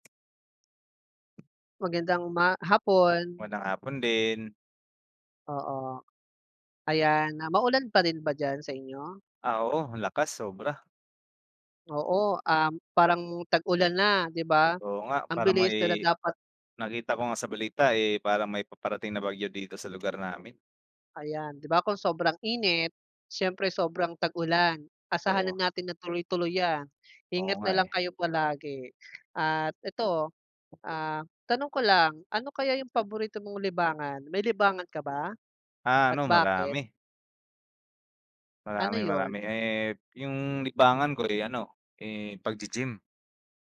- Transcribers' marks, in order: other background noise
- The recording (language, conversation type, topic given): Filipino, unstructured, Ano ang paborito mong libangan, at bakit?